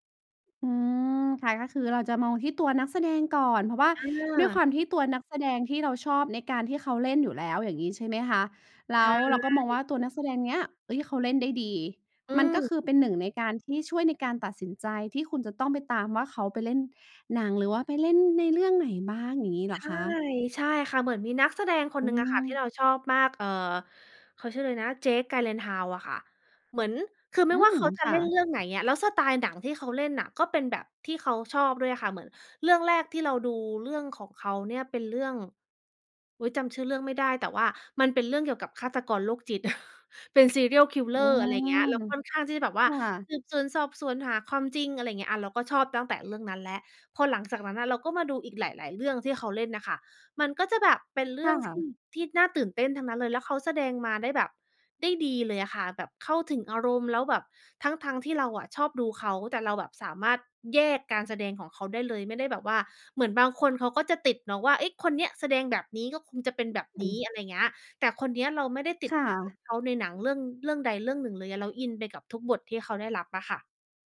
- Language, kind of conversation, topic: Thai, podcast, อะไรที่ทำให้หนังเรื่องหนึ่งโดนใจคุณได้ขนาดนั้น?
- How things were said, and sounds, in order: other background noise; chuckle; in English: "serial killer"